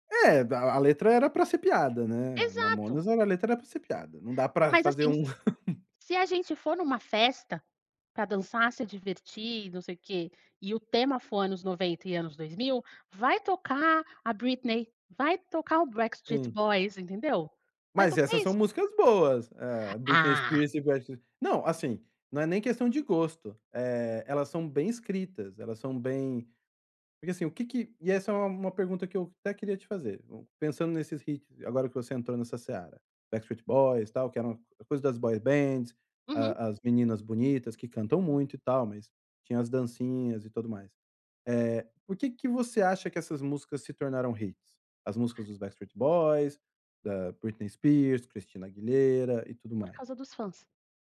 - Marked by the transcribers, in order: other background noise; laugh; in English: "boy bands"; in English: "hits?"; tapping
- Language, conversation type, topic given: Portuguese, podcast, O que faz uma música virar hit hoje, na sua visão?